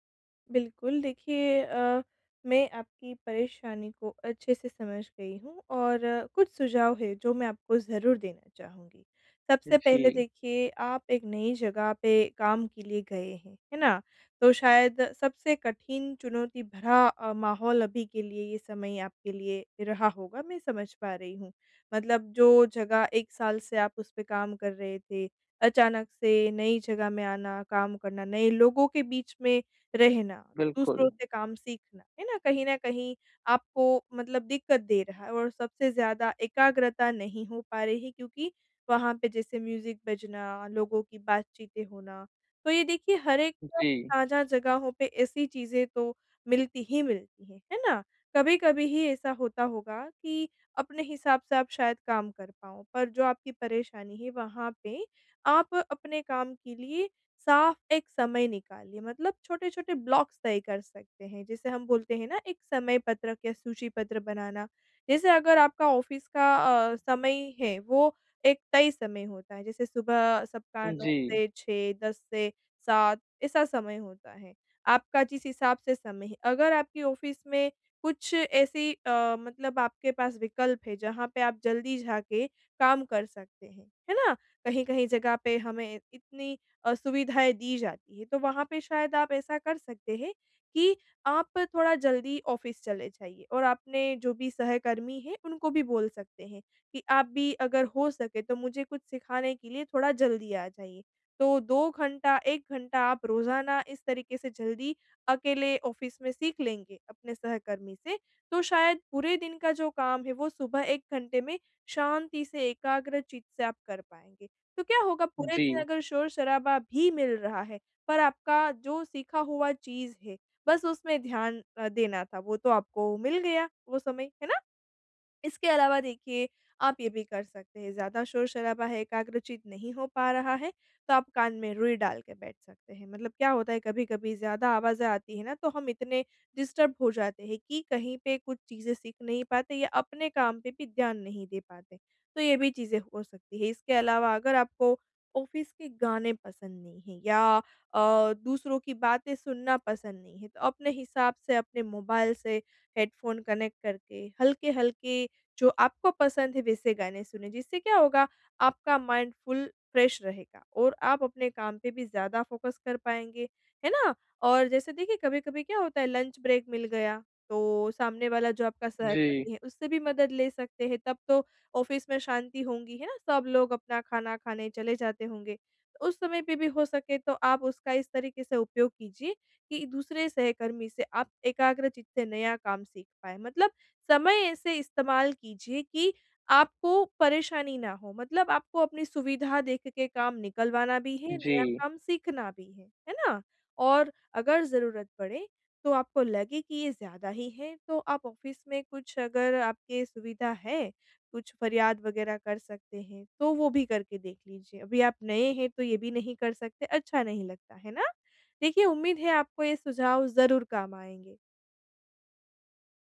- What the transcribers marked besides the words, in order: in English: "म्यूज़िक"; unintelligible speech; in English: "ब्लॉक्स"; in English: "ऑफिस"; in English: "ऑफिस"; "जाके" said as "झाके"; in English: "ऑफिस"; in English: "ऑफिस"; in English: "डिस्टर्ब"; in English: "ऑफिस"; in English: "हेडफोन कनेक्ट"; in English: "माइंड फुल फ्रेश"; in English: "फोकस"; in English: "लंच ब्रेक"; in English: "ऑफिस"; in English: "ऑफिस"
- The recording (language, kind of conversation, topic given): Hindi, advice, साझा जगह में बेहतर एकाग्रता के लिए मैं सीमाएँ और संकेत कैसे बना सकता हूँ?